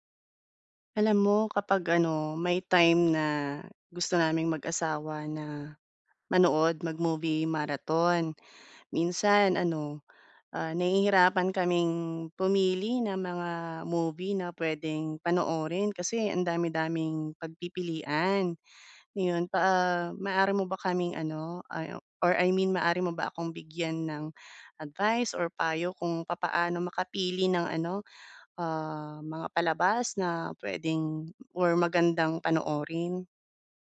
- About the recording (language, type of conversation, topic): Filipino, advice, Paano ako pipili ng palabas kapag napakarami ng pagpipilian?
- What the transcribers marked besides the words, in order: breath